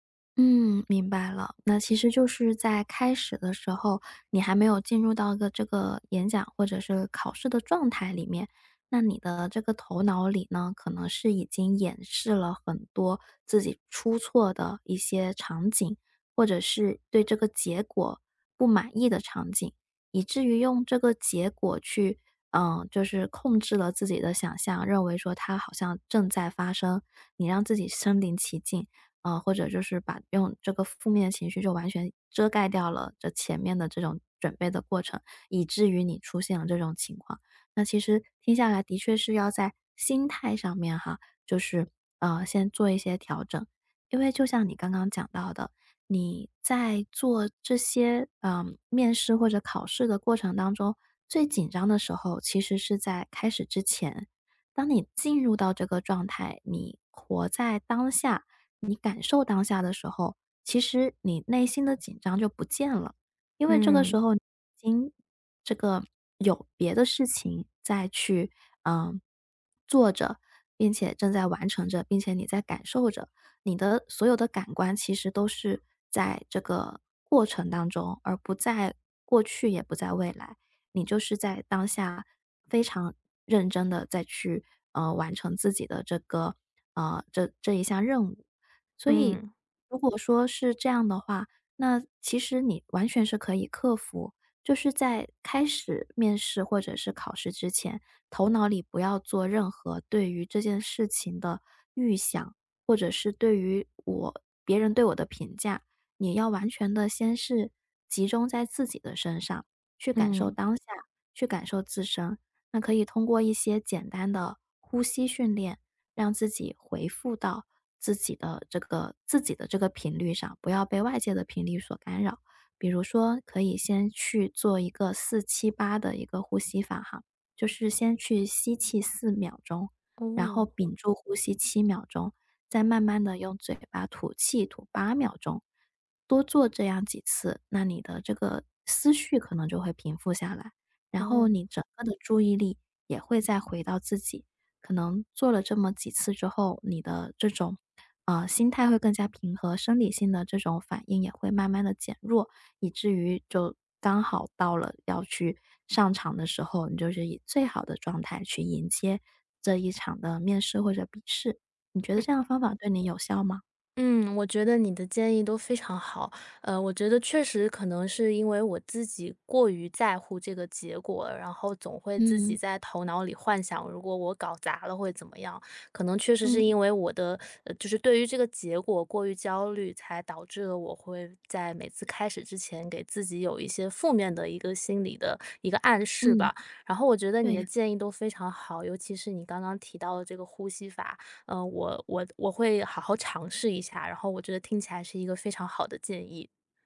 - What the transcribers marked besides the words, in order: "恢复" said as "回复"; other background noise
- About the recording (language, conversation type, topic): Chinese, advice, 面试或考试前我为什么会极度紧张？